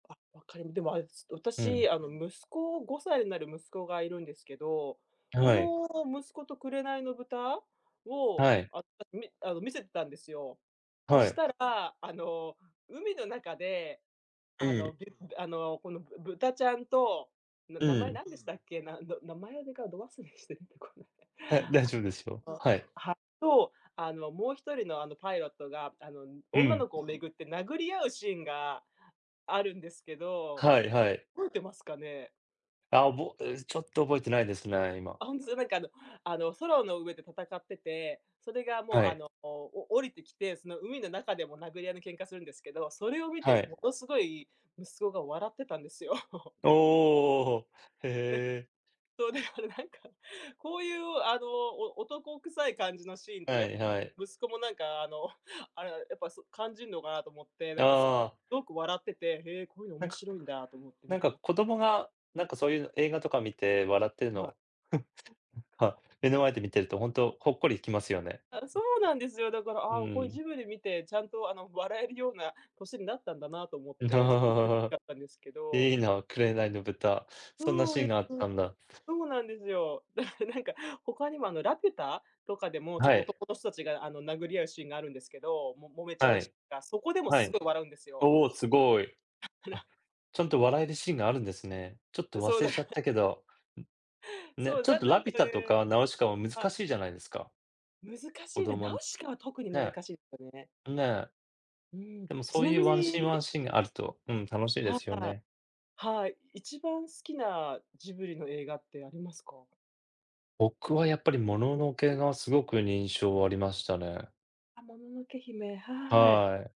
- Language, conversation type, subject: Japanese, unstructured, 映画を見て思わず笑ってしまったことはありますか？
- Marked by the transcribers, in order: background speech; other background noise; giggle; tapping; chuckle; chuckle; chuckle; laughing while speaking: "だから"; giggle; laughing while speaking: "だから"; unintelligible speech